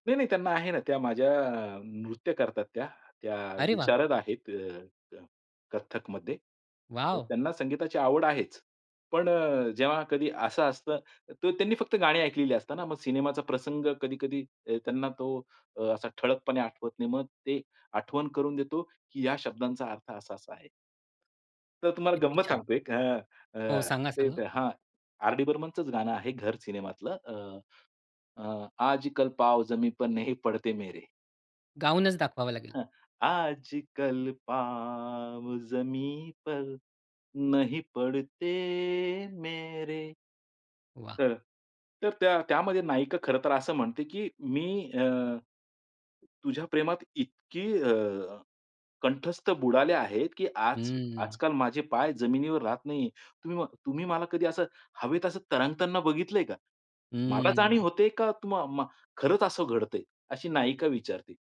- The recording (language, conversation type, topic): Marathi, podcast, कोणत्या कलाकाराचं संगीत तुला विशेष भावतं आणि का?
- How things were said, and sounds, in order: anticipating: "अरे वाह!"; joyful: "वॉव!"; in Hindi: "आजकल पाव जमी पर नही पडते मेरे"; singing: "आजकल पाँव जमीन पर नहीं पडते मेरे"; in Hindi: "आजकल पाँव जमीन पर नहीं पडते मेरे"